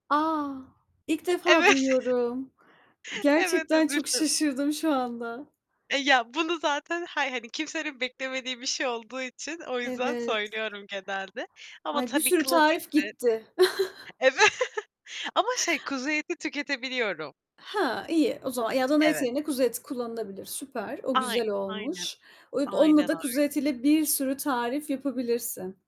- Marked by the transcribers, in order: static; surprised: "A! ilk defa duyuyorum. Gerçekten çok şaşırdım şu anda"; laughing while speaking: "Evet"; unintelligible speech; other background noise; chuckle; laughing while speaking: "Evet"; distorted speech
- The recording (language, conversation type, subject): Turkish, unstructured, Hiç kendi tarifini yaratmayı denedin mi?